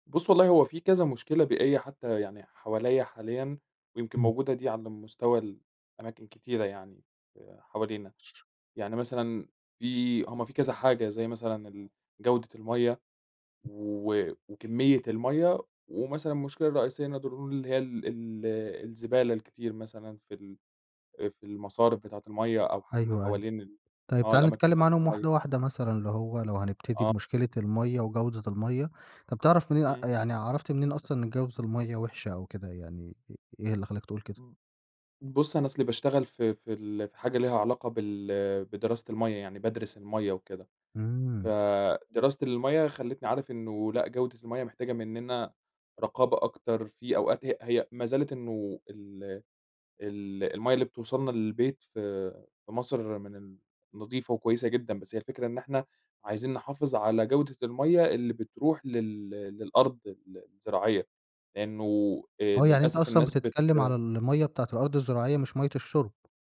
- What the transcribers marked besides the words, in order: other background noise; tapping
- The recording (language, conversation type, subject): Arabic, podcast, في رأيك، إيه أهم مشكلة بيئية في المكان اللي عايش فيه؟